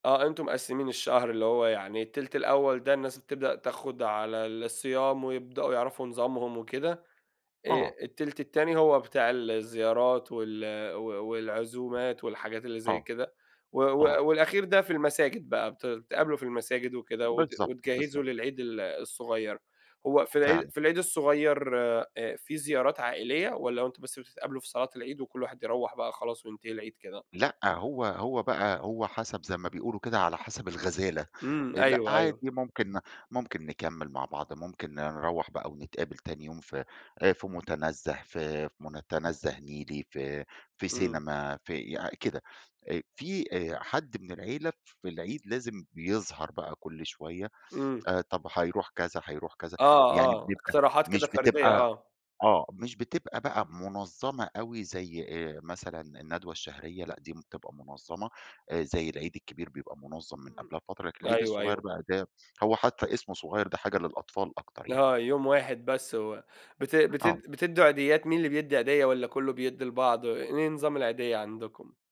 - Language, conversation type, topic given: Arabic, podcast, إزاي بتحتفلوا بالمناسبات التقليدية عندكم؟
- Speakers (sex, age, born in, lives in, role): male, 30-34, Saudi Arabia, Egypt, host; male, 40-44, Egypt, Egypt, guest
- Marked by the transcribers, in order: tapping; laughing while speaking: "على حسَب الغزالة"; "فمُتنزَّه" said as "فمنتنزه"